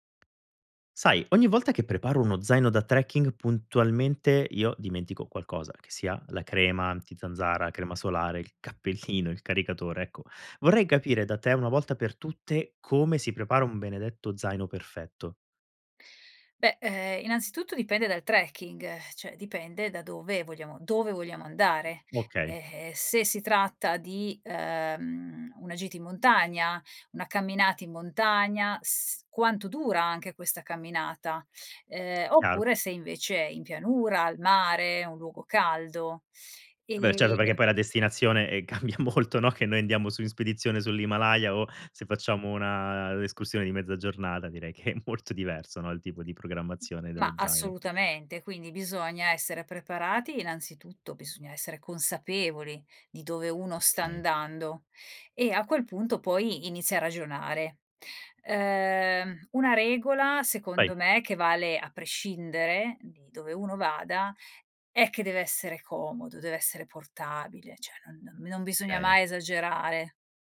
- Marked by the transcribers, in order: laughing while speaking: "cappellino"; other background noise; laughing while speaking: "cambia molto, no"; laughing while speaking: "è molto"
- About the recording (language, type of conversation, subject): Italian, podcast, Quali sono i tuoi consigli per preparare lo zaino da trekking?